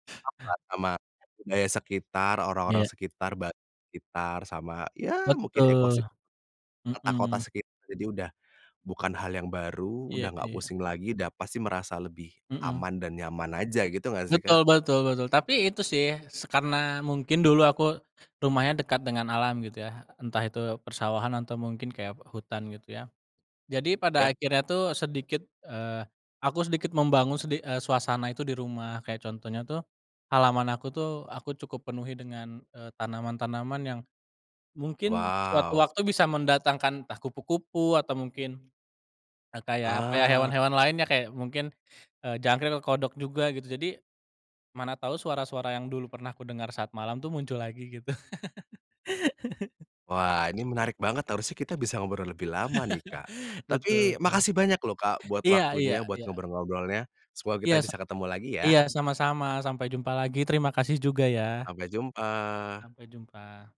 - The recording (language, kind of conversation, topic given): Indonesian, podcast, Bagaimana alam memengaruhi cara pandang Anda tentang kebahagiaan?
- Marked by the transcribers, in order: laugh; chuckle